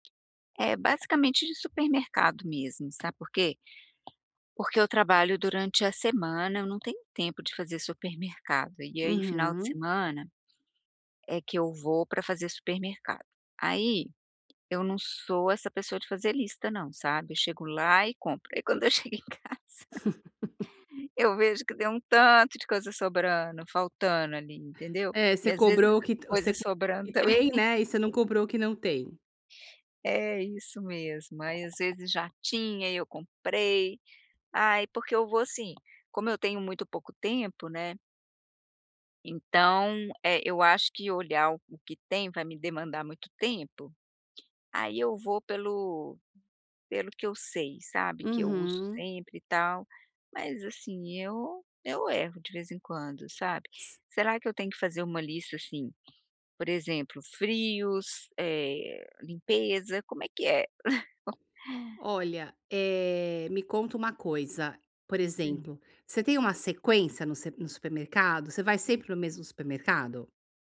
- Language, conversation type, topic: Portuguese, advice, Como posso fazer compras rápidas e eficientes usando uma lista organizada?
- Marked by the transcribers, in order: tapping; laughing while speaking: "quando eu chego em casa"; laugh; chuckle; unintelligible speech; laugh; other noise; laugh